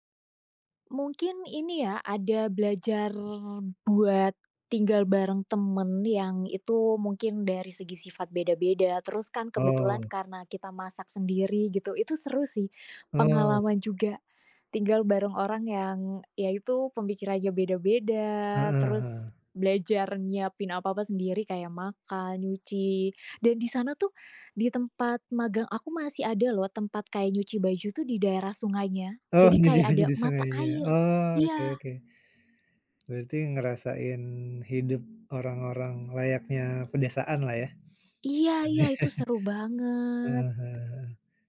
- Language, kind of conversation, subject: Indonesian, podcast, Apa pengalaman liburan paling tak terlupakan yang pernah kamu alami?
- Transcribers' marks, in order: drawn out: "belajar"; tapping; other background noise; laughing while speaking: "Oh, nyuci baju di sungainya"; chuckle